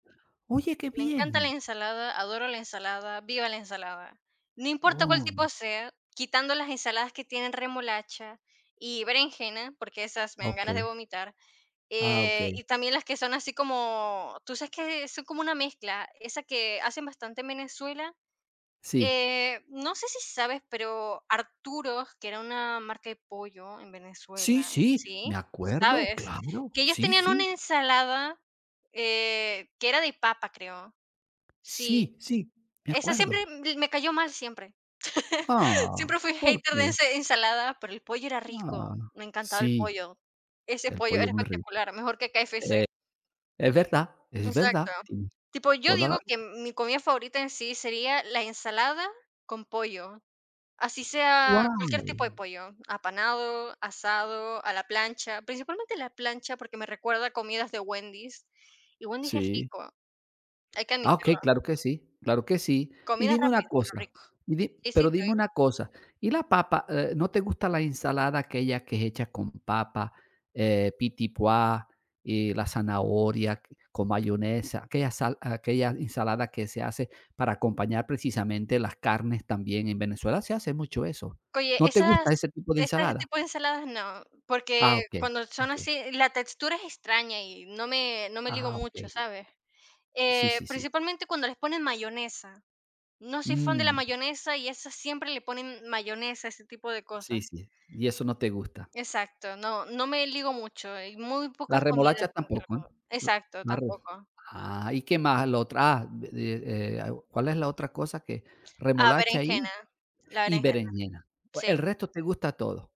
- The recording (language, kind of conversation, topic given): Spanish, unstructured, ¿Cuál es tu comida favorita y por qué te gusta tanto?
- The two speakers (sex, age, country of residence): female, 50-54, Portugal; male, 60-64, Portugal
- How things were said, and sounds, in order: chuckle